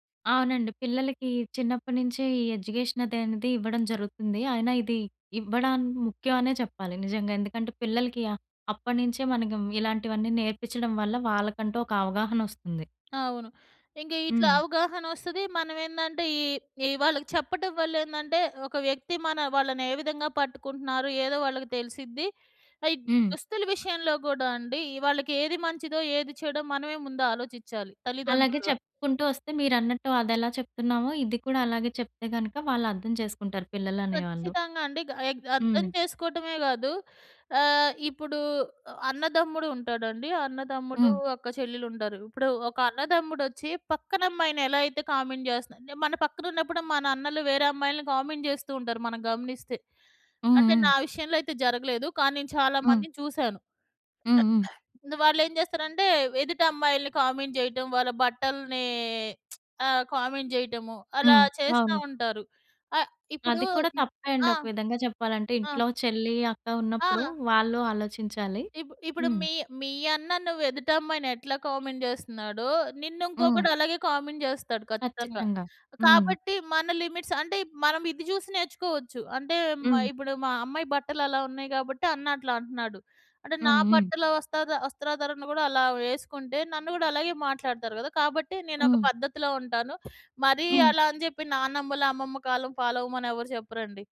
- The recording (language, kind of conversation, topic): Telugu, podcast, సంస్కృతి మీ స్టైల్‌పై ఎలా ప్రభావం చూపింది?
- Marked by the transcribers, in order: in English: "ఎడ్యుకేషన్"; in English: "కామెంట్"; in English: "కామెంట్"; throat clearing; in English: "కామెంట్"; lip smack; in English: "కామెంట్"; in English: "కామెంట్"; in English: "కామెంట్"; in English: "లిమిట్స్"; in English: "ఫాలో"